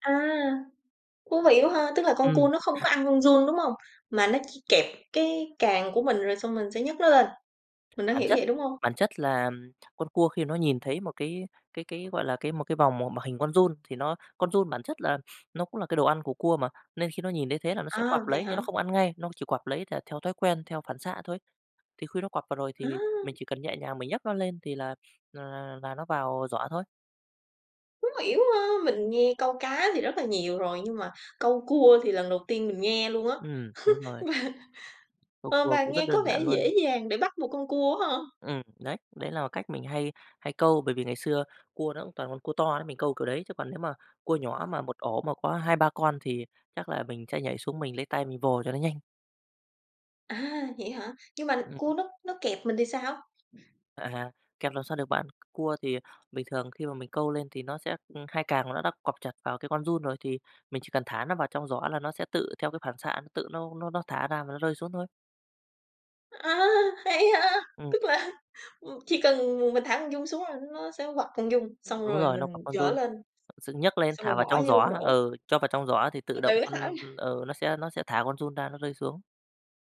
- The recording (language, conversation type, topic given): Vietnamese, podcast, Kỉ niệm nào gắn liền với một sở thích thời thơ ấu của bạn?
- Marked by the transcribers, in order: tapping; throat clearing; laugh; laughing while speaking: "Và"; laughing while speaking: "À"; laughing while speaking: "A! Hay ha, tức là"; other background noise